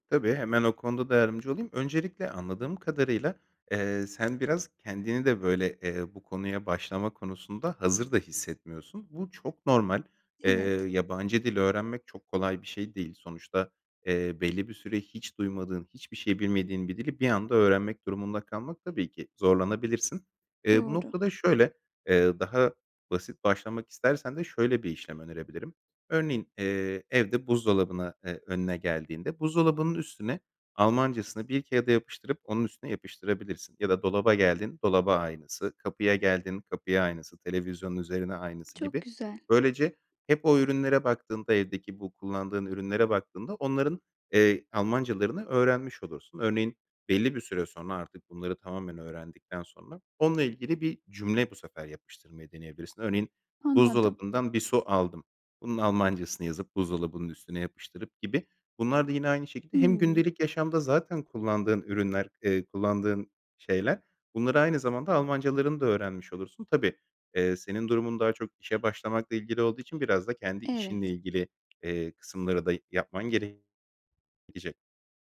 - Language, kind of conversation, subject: Turkish, advice, Yeni işe başlarken yeni rutinlere nasıl uyum sağlayabilirim?
- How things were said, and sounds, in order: other background noise; tapping; background speech; unintelligible speech